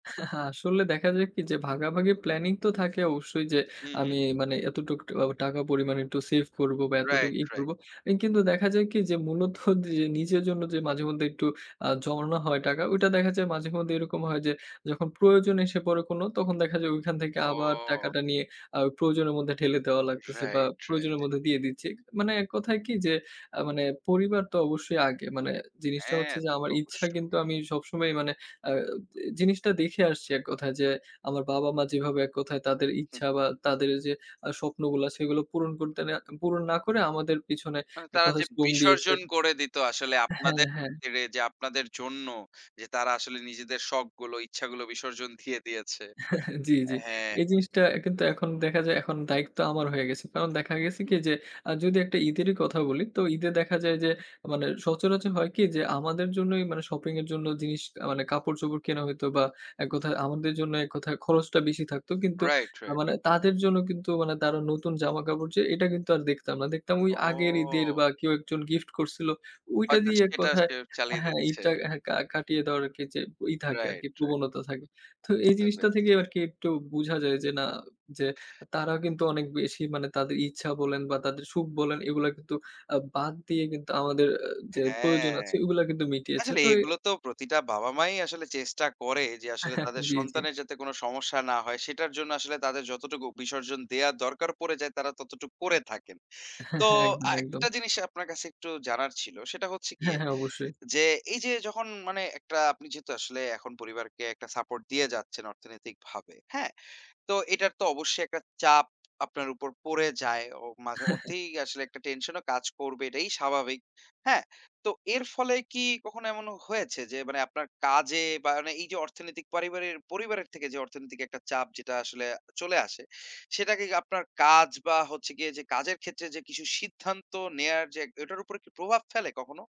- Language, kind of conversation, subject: Bengali, podcast, পরিবারের আর্থিক দায়দায়িত্ব নিয়ে তোমার কাছে কী কী প্রত্যাশা থাকে?
- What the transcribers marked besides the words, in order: scoff; scoff; tapping; chuckle; scoff; "দায়িত্ব" said as "দায়িক্ত"; laughing while speaking: "ও!"; other background noise; chuckle; chuckle; chuckle; chuckle